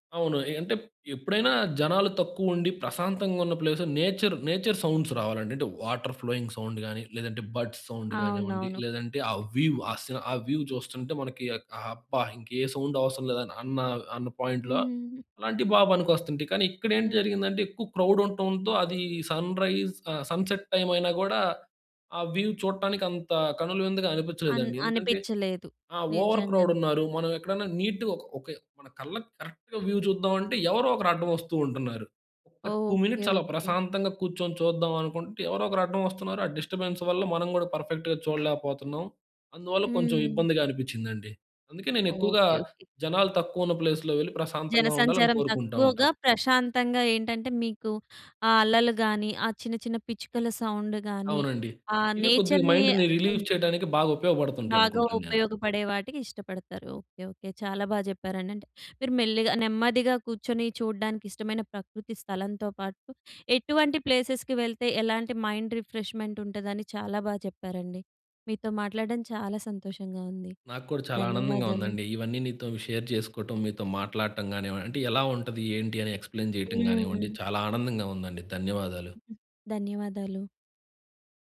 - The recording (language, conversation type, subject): Telugu, podcast, మీకు నెమ్మదిగా కూర్చొని చూడడానికి ఇష్టమైన ప్రకృతి స్థలం ఏది?
- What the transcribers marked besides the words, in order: in English: "ప్లేస్‌లో నేచర్ నేచర్ సౌండ్స్"; in English: "వాటర్ ఫ్లోయింగ్ సౌండ్"; in English: "బర్డ్స్ సౌండ్"; other background noise; in English: "వ్యూ"; in English: "వ్యూ"; in English: "సౌండ్"; in English: "పాయింట్‌లో"; in English: "క్రౌడ్"; in English: "సన్‌రైజ్"; in English: "సన్‌సెట్"; in English: "వ్యూ"; in English: "ఓవర్ క్రౌడ్"; in English: "నీట్‌గా"; in English: "కరెక్ట్‌గా వ్యూ"; in English: "టు మినిట్స్"; in English: "డిస్టర్బెన్స్"; in English: "పర్ఫెక్ట్‌గా"; in English: "ప్లేస్‌లో"; in English: "సౌండ్"; in English: "మైండ్‌ని రిలీఫ్"; in English: "నేచర్‌ని"; in English: "ప్లేసెస్‌కి"; in English: "మైండ్ రిఫ్రెష్మెంట్"; in English: "షేర్"; in English: "ఎక్స్‌ప్లెయిన్"; other noise